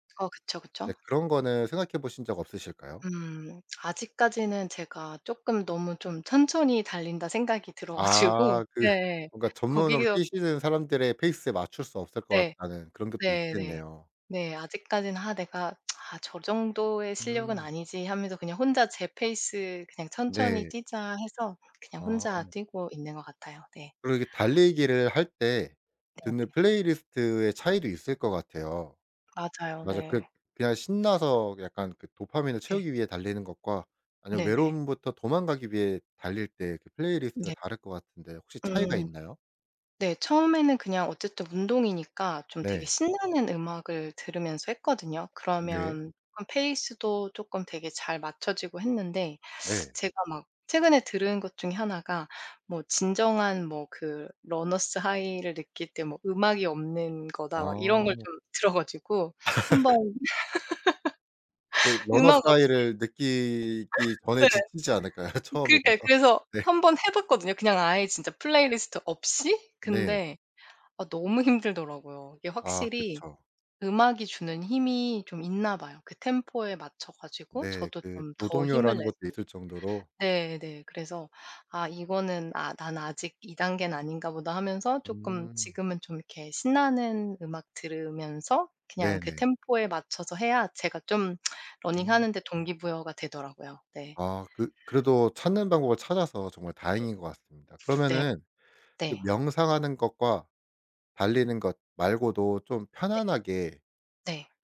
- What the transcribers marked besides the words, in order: other background noise; laughing while speaking: "그"; laughing while speaking: "가지고"; tsk; tapping; in English: "러너스 하이를"; laugh; laugh; in English: "러너스 하이를"; laughing while speaking: "않을까요?"; tsk
- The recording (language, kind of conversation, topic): Korean, podcast, 외로움을 느낄 때 보통 어떻게 회복하시나요?